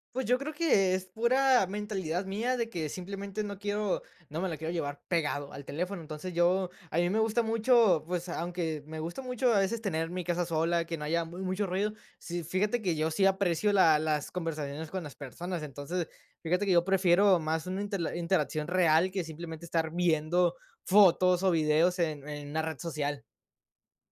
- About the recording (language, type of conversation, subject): Spanish, podcast, ¿En qué momentos te desconectas de las redes sociales y por qué?
- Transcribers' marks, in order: none